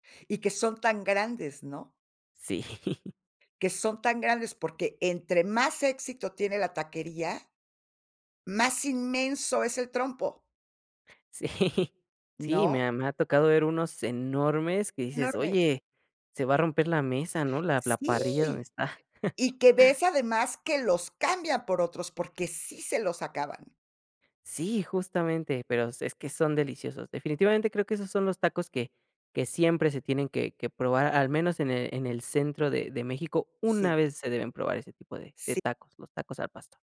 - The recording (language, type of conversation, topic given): Spanish, podcast, ¿Qué comida te conecta con tus raíces?
- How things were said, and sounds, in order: chuckle; other noise; laughing while speaking: "Sí"; chuckle